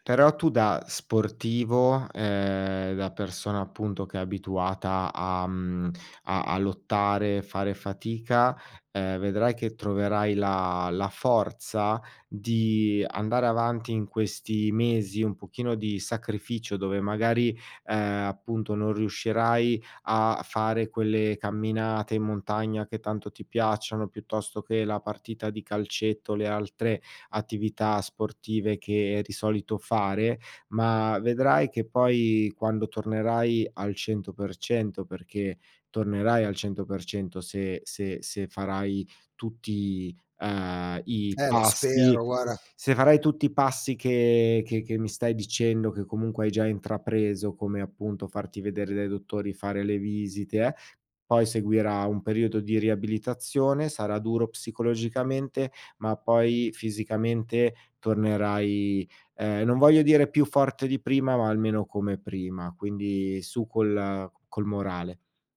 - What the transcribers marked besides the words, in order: "guarda" said as "guara"
- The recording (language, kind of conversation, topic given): Italian, advice, Come posso gestire preoccupazioni costanti per la salute senza riscontri medici?